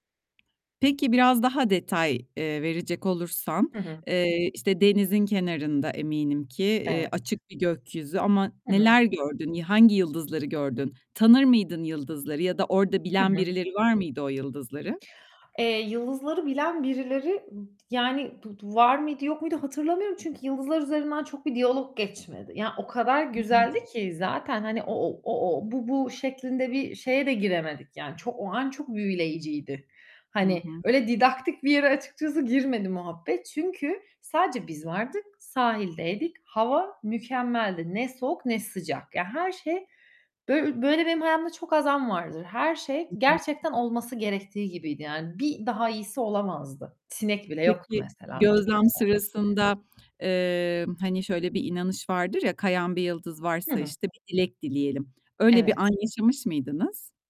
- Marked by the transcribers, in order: tapping; other background noise; distorted speech
- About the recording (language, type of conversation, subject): Turkish, podcast, Yıldızları izlerken yaşadığın en özel an neydi?